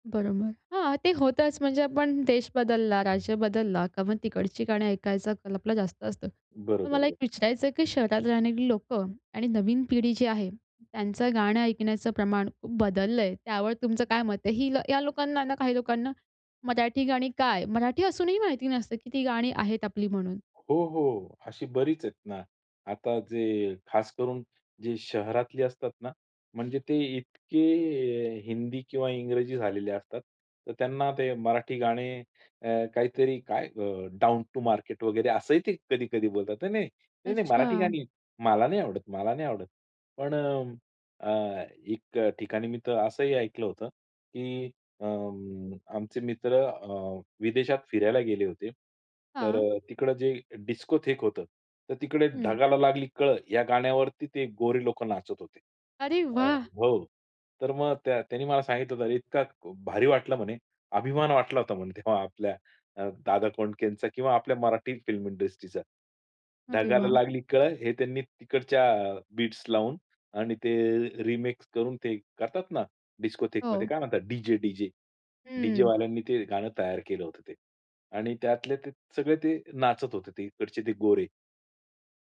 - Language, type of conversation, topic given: Marathi, podcast, तुमच्या भाषेतील गाणी तुमच्या ओळखीशी किती जुळतात?
- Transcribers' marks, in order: other background noise; other noise; tapping; in English: "डाउन टू मार्केट"; in English: "डिस्कोथेक"; laughing while speaking: "तेव्हा"; in English: "डिस्कोथेकमध्ये"